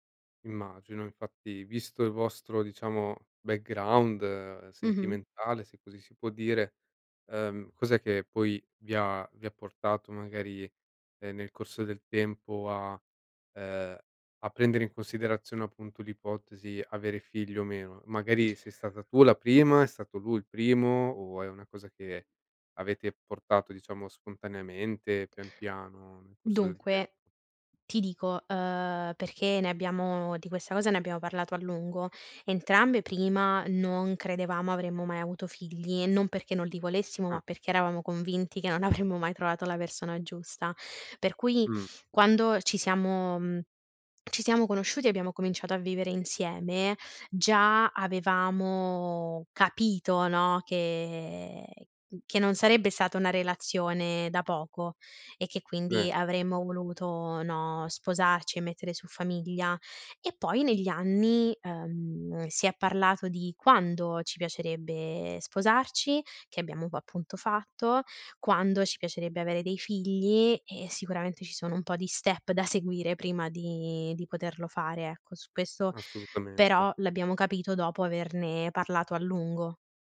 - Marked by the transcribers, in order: in English: "background"; laughing while speaking: "avremmo"; in English: "step"
- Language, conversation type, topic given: Italian, podcast, Come scegliere se avere figli oppure no?